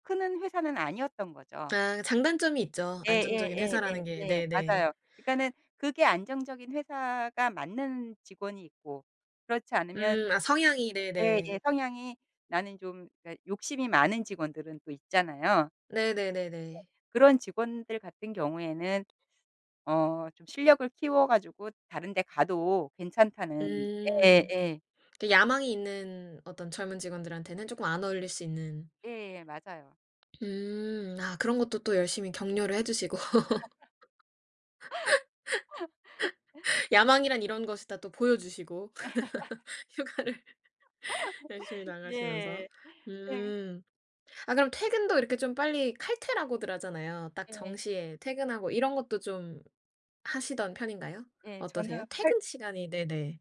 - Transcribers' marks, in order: other background noise; tapping; laugh; laugh; laughing while speaking: "휴가를"; laugh
- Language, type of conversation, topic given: Korean, podcast, 일과 삶의 균형을 어떻게 지키고 계신가요?